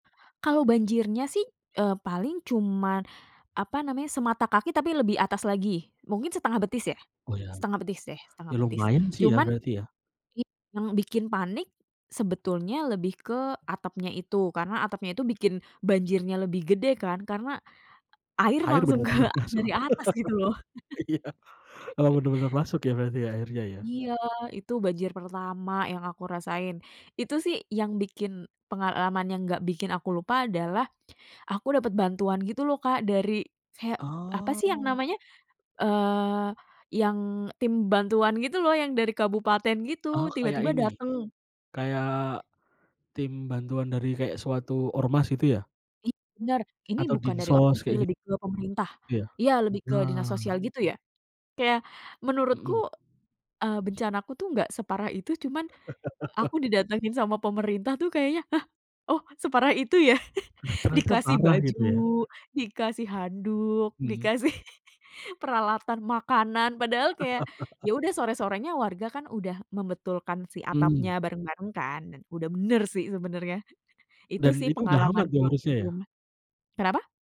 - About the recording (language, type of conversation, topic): Indonesian, podcast, Apa pengalamanmu menghadapi banjir atau kekeringan di lingkunganmu?
- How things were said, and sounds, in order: laugh; laughing while speaking: "Iya"; chuckle; tapping; chuckle; chuckle; other background noise; laughing while speaking: "dikasih"; laugh